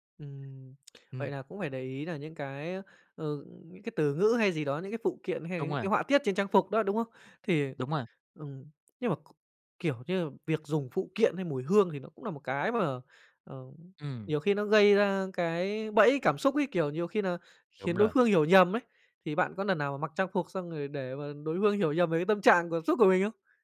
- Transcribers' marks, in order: tsk; "lần" said as "nần"
- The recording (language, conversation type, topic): Vietnamese, podcast, Làm sao để trang phục phản ánh đúng cảm xúc hiện tại?